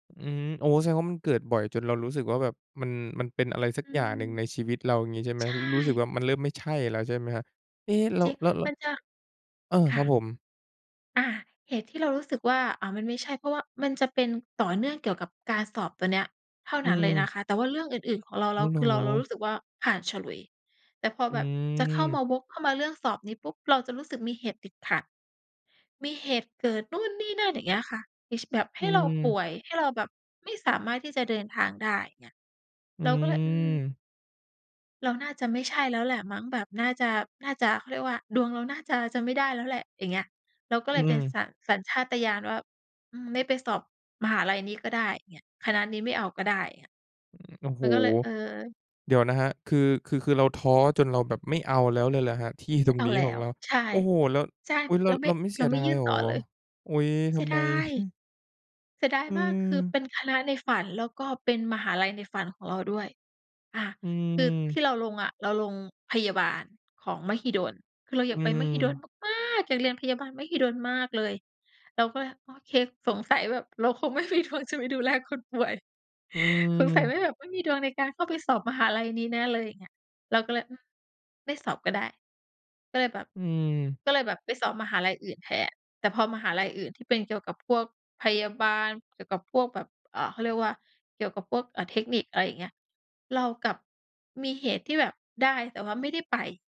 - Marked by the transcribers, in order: chuckle; stressed: "มาก ๆ"; other background noise
- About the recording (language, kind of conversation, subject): Thai, podcast, คุณแยกแยะระหว่างสัญชาตญาณกับความกลัวอย่างไร?